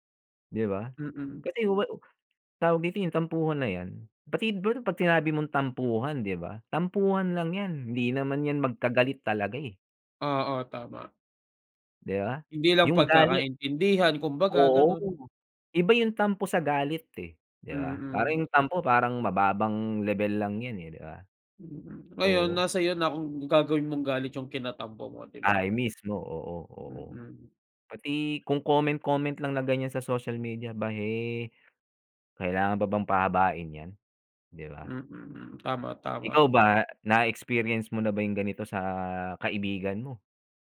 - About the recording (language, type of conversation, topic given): Filipino, unstructured, Paano mo nilulutas ang mga tampuhan ninyo ng kaibigan mo?
- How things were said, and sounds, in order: none